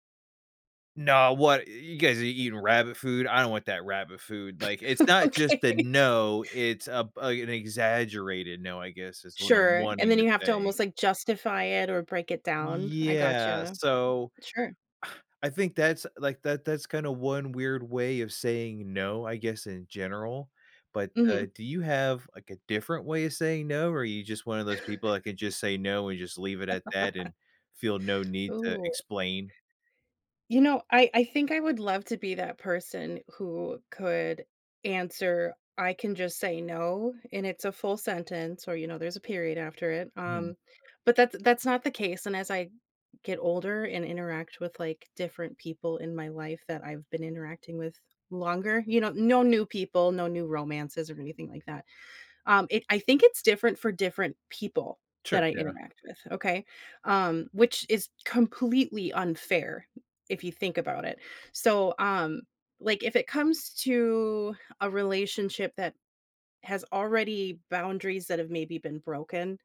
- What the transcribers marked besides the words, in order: laughing while speaking: "Okay"; drawn out: "Yeah"; scoff; other background noise; laugh; stressed: "completely"
- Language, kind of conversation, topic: English, unstructured, How can I make saying no feel less awkward and more natural?